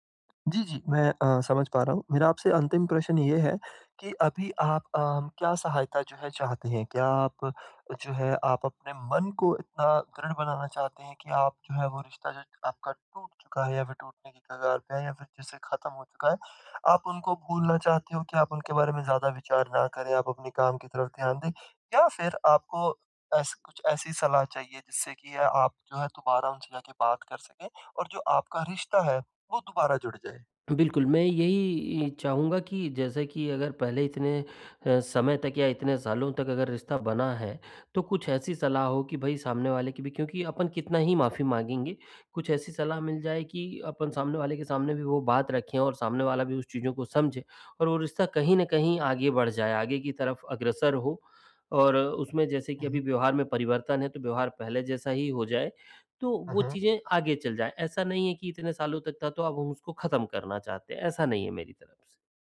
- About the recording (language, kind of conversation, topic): Hindi, advice, गलती के बाद मैं खुद के प्रति करुणा कैसे रखूँ और जल्दी कैसे संभलूँ?
- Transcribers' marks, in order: none